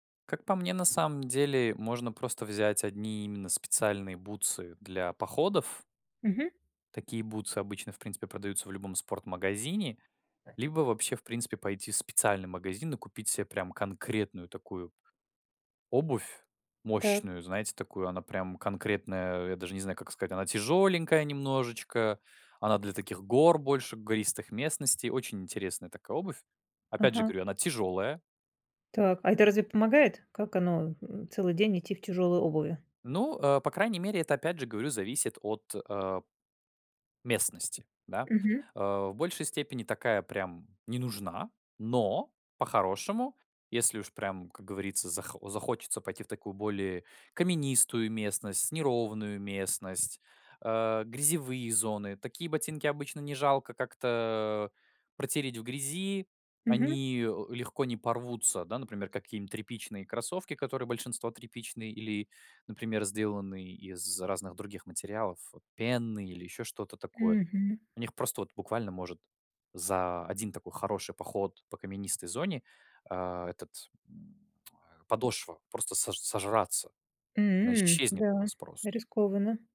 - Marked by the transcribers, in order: other background noise; tapping; tsk
- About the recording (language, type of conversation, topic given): Russian, podcast, Как подготовиться к однодневному походу, чтобы всё прошло гладко?